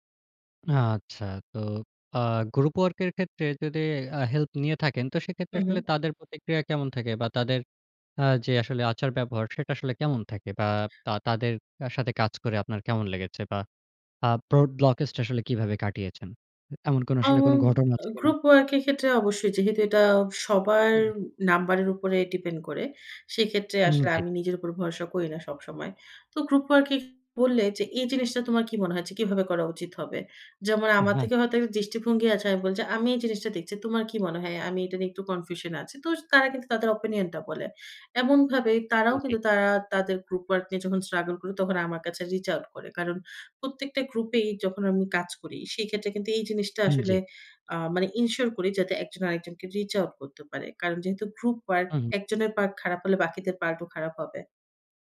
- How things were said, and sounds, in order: throat clearing; in English: "ডিপেন্ড"; tapping; other background noise; in English: "কনফিউশন"; in English: "ওপিনিয়ন"; in English: "স্ট্রাগল"; in English: "রিচ আউট"; in English: "ইনশিওর"; in English: "রিচ আউট"
- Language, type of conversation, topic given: Bengali, podcast, কখনো সৃজনশীলতার জড়তা কাটাতে আপনি কী করেন?